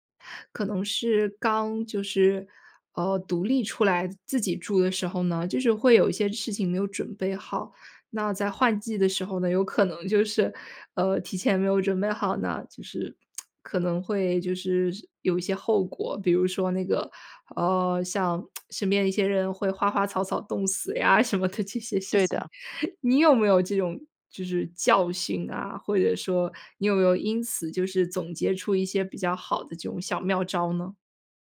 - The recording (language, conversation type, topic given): Chinese, podcast, 换季时你通常会做哪些准备？
- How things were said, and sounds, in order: tsk; tsk; laughing while speaking: "什么的这些事情"